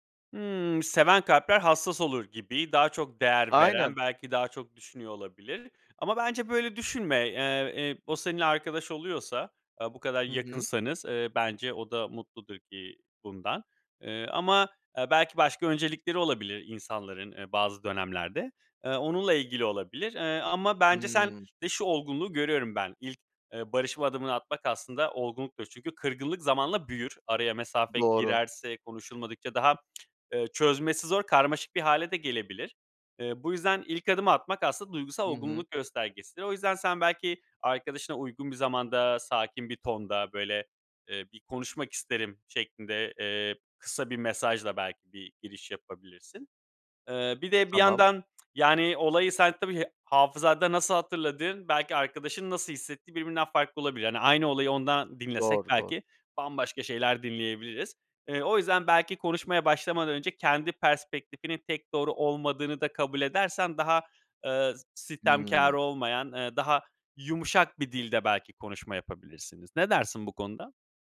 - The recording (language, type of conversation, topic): Turkish, advice, Kırgın bir arkadaşımla durumu konuşup barışmak için nasıl bir yol izlemeliyim?
- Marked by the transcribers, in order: other background noise; tongue click; tapping